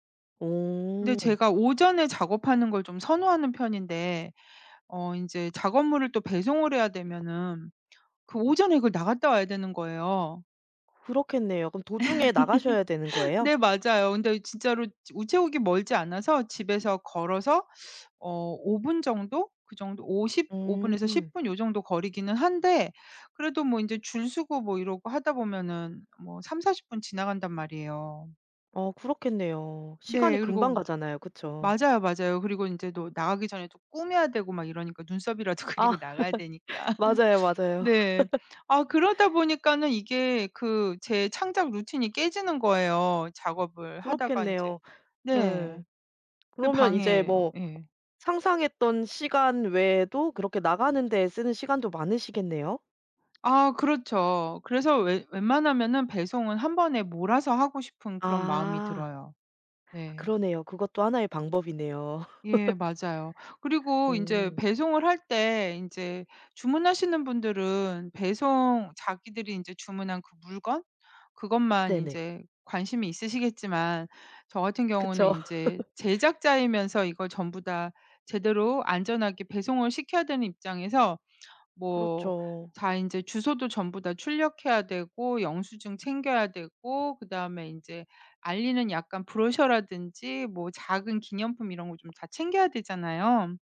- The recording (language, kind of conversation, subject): Korean, podcast, 창작 루틴은 보통 어떻게 짜시는 편인가요?
- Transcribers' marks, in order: tapping; other background noise; laugh; laugh; laughing while speaking: "눈썹이라도 그리고"; laughing while speaking: "되니까"; laugh; laugh; laugh